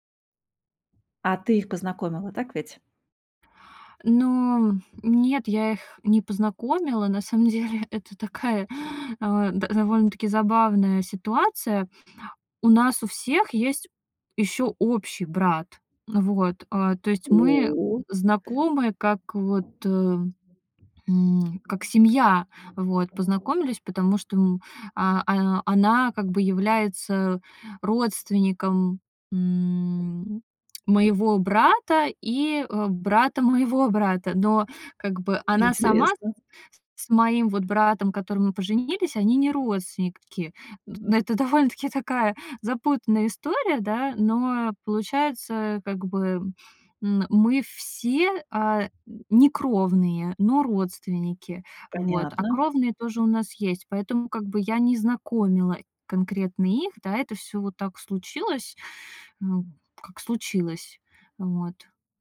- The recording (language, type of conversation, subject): Russian, advice, Почему я завидую успехам друга в карьере или личной жизни?
- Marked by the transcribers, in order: tapping; chuckle